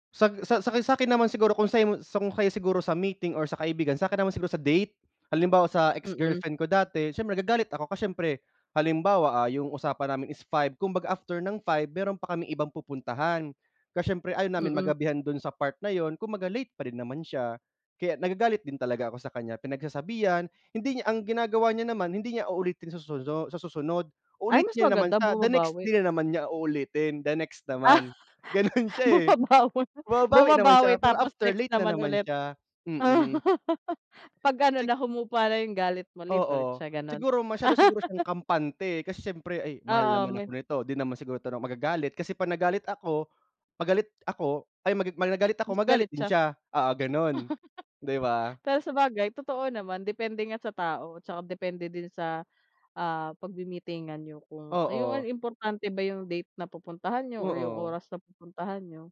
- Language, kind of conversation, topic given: Filipino, unstructured, Ano ang masasabi mo sa mga taong laging nahuhuli sa takdang oras ng pagkikita?
- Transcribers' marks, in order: laughing while speaking: "Ah, bumabawi"; laugh; laugh; laugh